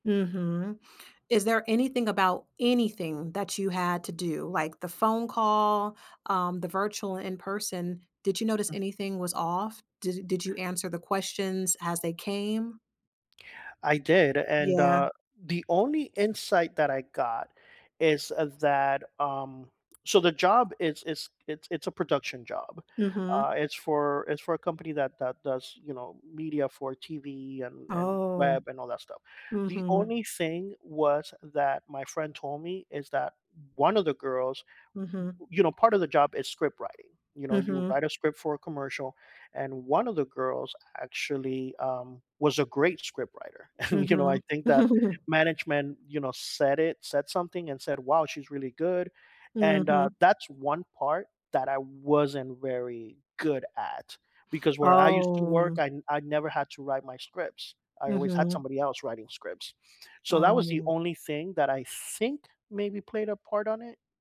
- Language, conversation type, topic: English, advice, How do I recover my confidence and prepare better after a failed job interview?
- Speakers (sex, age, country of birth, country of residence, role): female, 35-39, United States, United States, advisor; male, 45-49, United States, United States, user
- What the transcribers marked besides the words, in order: stressed: "anything"; other background noise; chuckle; laughing while speaking: "you know"; chuckle; drawn out: "Oh"; stressed: "think"; horn